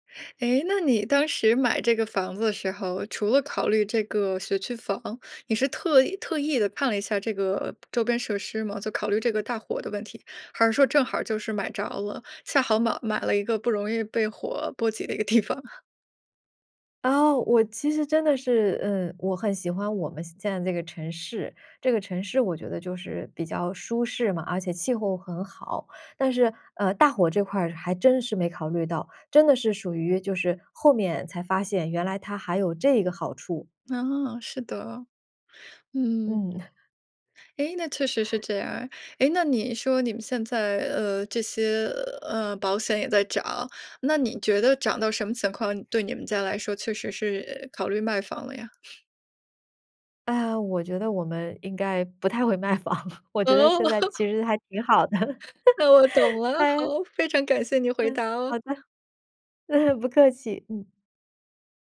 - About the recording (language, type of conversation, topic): Chinese, podcast, 你该如何决定是买房还是继续租房？
- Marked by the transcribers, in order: laughing while speaking: "地"; chuckle; sniff; laughing while speaking: "卖房，我觉得现在其实还挺好的。哎"; laughing while speaking: "哦"; laugh; laughing while speaking: "那我懂了，好，非常感谢你回答哦"; laugh